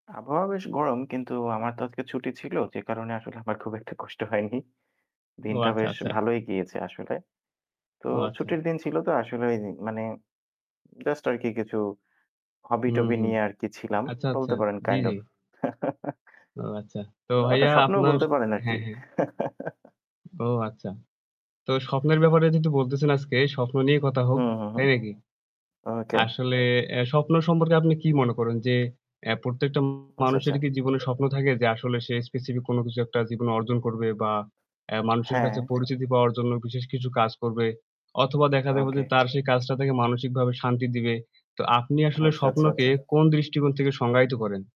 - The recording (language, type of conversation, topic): Bengali, unstructured, তুমি কি মনে করো সবাই তাদের স্বপ্ন পূরণ করতে পারে, কেন বা কেন নয়?
- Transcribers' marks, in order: static; in English: "kind of"; chuckle; laugh; distorted speech